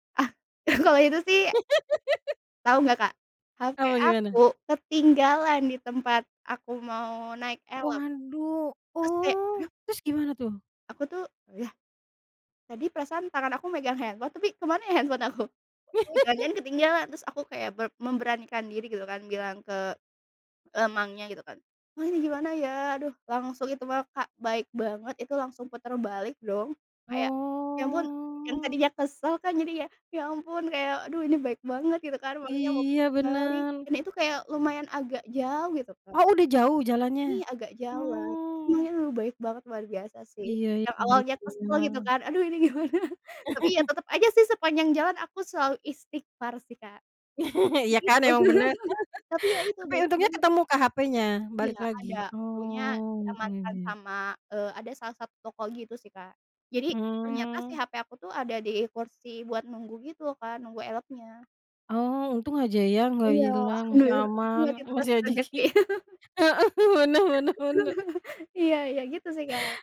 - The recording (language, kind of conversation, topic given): Indonesian, unstructured, Apa hal yang paling membuat kamu kesal saat menggunakan transportasi umum?
- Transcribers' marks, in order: laugh; giggle; other background noise; in English: "handphone"; in English: "handphone"; laugh; drawn out: "Oh"; unintelligible speech; laughing while speaking: "gimana?"; laugh; laugh; unintelligible speech; laugh; laughing while speaking: "masih rezeki heeh, bener bener bener"; laugh; chuckle